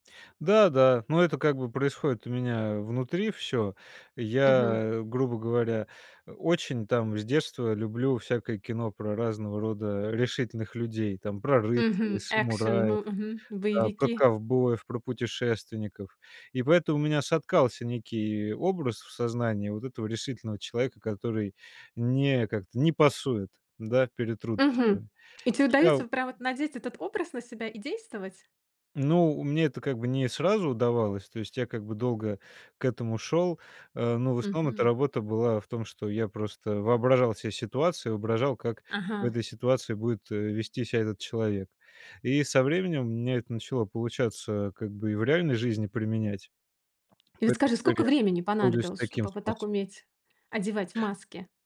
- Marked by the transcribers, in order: none
- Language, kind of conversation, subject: Russian, podcast, Что вы делаете, чтобы отключить внутреннего критика?